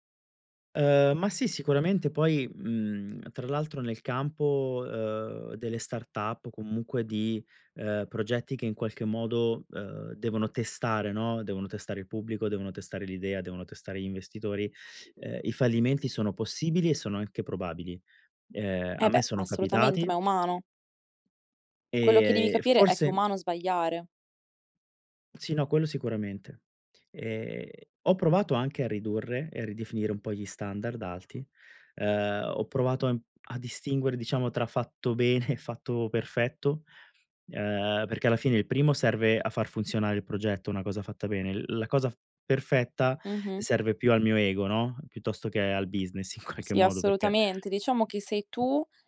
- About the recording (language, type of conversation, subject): Italian, advice, In che modo il perfezionismo ti impedisce di portare a termine i progetti?
- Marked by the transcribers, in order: other background noise; tapping; laughing while speaking: "bene"; background speech; other noise; laughing while speaking: "qualche"